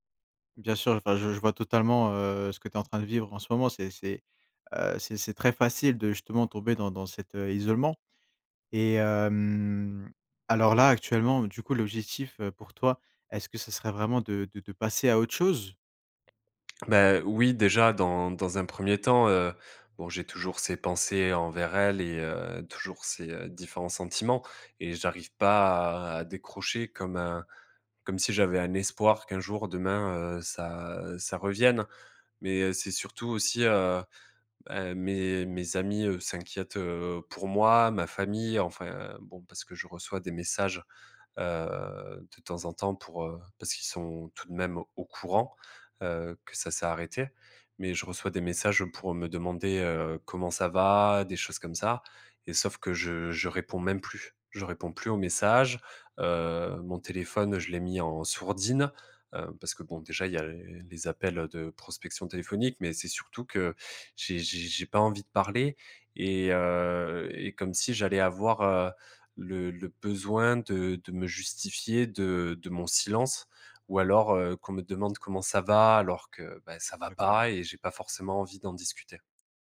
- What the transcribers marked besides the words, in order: none
- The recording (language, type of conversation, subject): French, advice, Comment vivez-vous la solitude et l’isolement social depuis votre séparation ?